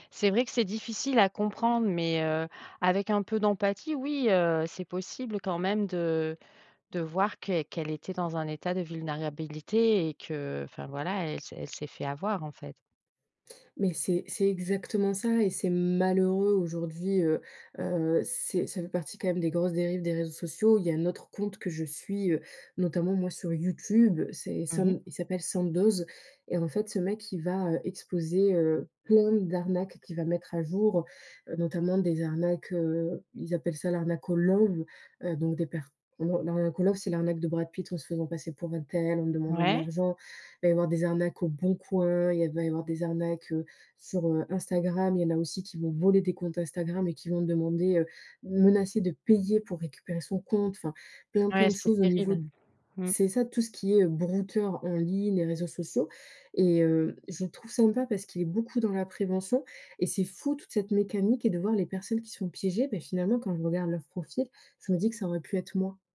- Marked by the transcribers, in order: other background noise; "vulnérabilité" said as "vulnarabilité"; tapping; in English: "love"; in English: "love"; stressed: "voler"; stressed: "payer"
- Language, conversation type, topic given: French, podcast, Les réseaux sociaux renforcent-ils ou fragilisent-ils nos liens ?